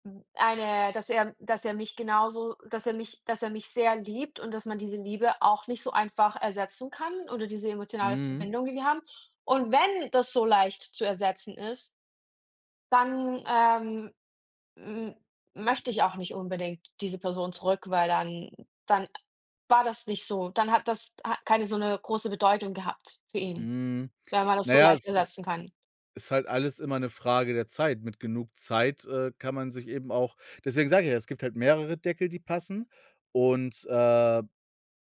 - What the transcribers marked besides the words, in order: stressed: "wenn"; other background noise
- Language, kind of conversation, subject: German, unstructured, Was macht dich in einer Beziehung am meisten wütend?